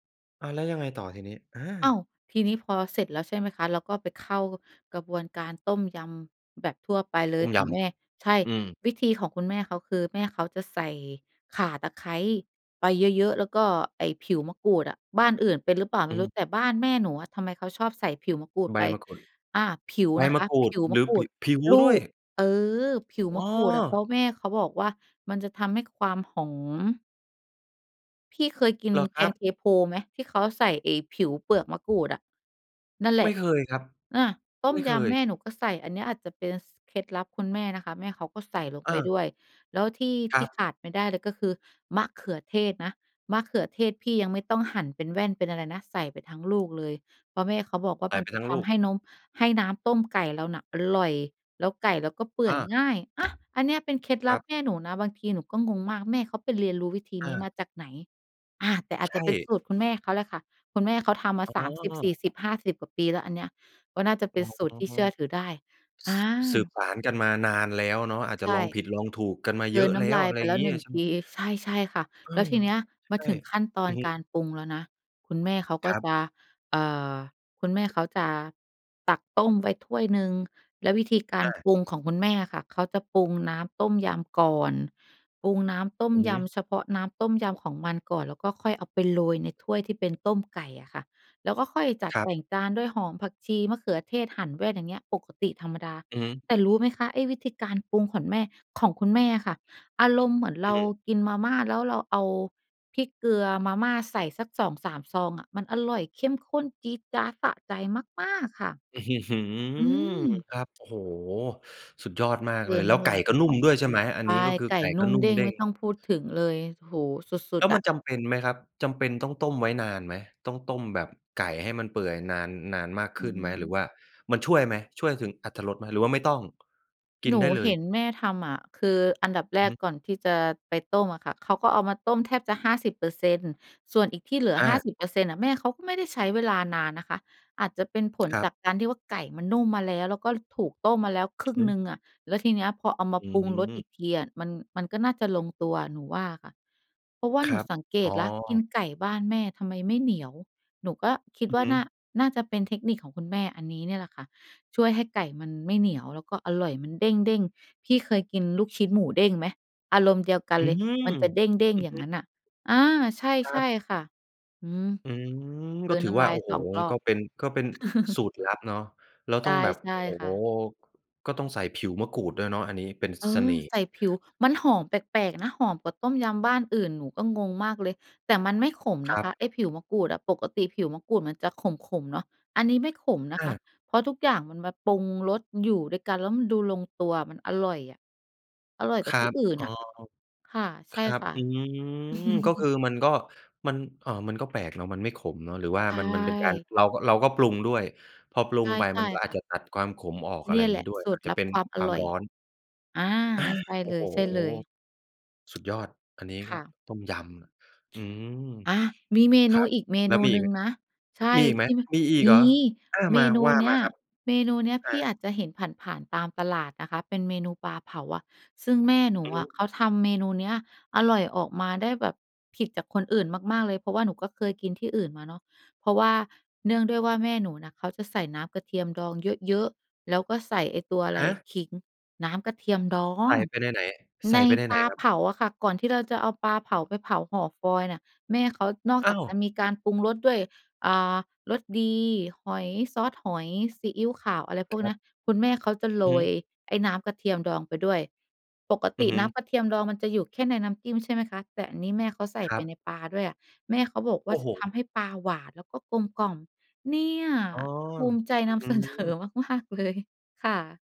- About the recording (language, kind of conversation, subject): Thai, podcast, ช่วยเล่าเรื่องสูตรอาหารประจำบ้านของคุณให้ฟังหน่อยได้ไหม?
- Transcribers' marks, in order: tapping; laughing while speaking: "อื้อฮือ"; tsk; other noise; chuckle; chuckle; laughing while speaking: "เสนอ มาก ๆ เลย"